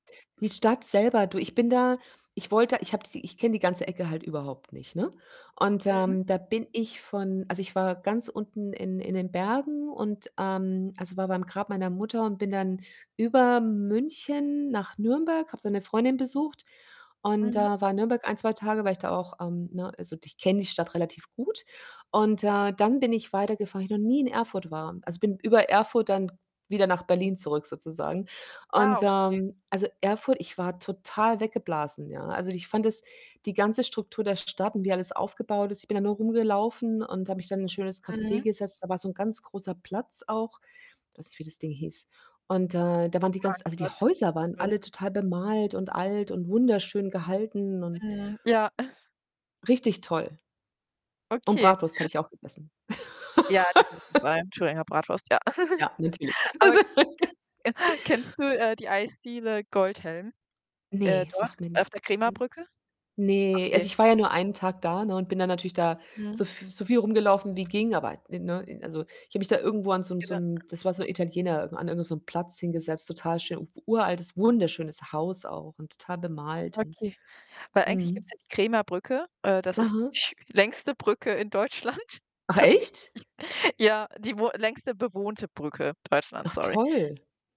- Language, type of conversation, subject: German, unstructured, Was war bisher dein schönstes Urlaubserlebnis?
- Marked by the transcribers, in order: distorted speech; unintelligible speech; chuckle; laugh; unintelligible speech; giggle; laughing while speaking: "Also"; laugh; unintelligible speech; unintelligible speech; laughing while speaking: "Deutschland tatsächlich"; surprised: "Ach, echt?"